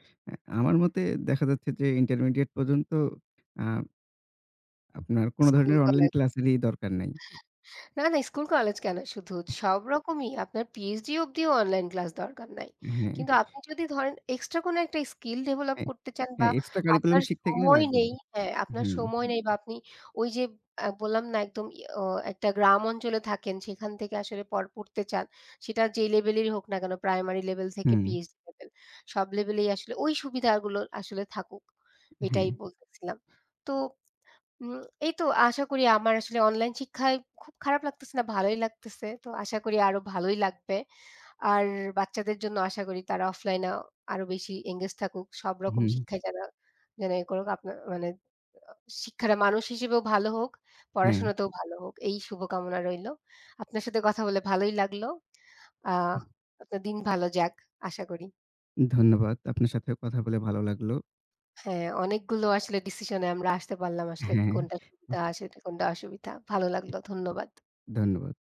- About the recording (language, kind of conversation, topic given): Bengali, unstructured, অনলাইন শিক্ষার সুবিধা ও অসুবিধাগুলো কী কী?
- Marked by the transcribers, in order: tapping; chuckle